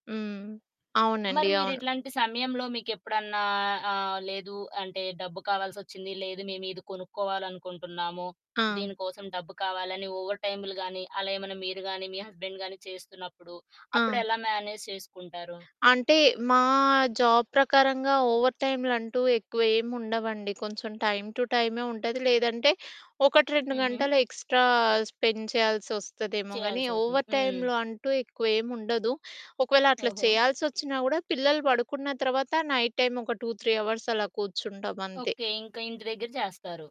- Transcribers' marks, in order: in English: "ఓవర్"; in English: "హస్బెండ్"; in English: "మేనేజ్"; in English: "జాబ్"; in English: "ఓవర్"; other background noise; in English: "టైమ్ టు"; in English: "ఎక్స్‌ట్రా స్పెండ్"; in English: "ఓవర్ టైమ్‌లో"; in English: "నైట్ టైమ్"; in English: "టూ త్రీ"
- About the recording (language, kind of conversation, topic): Telugu, podcast, కుటుంబం, ఉద్యోగం మధ్య ఎదుగుదల కోసం మీరు సమతుల్యాన్ని ఎలా కాపాడుకుంటారు?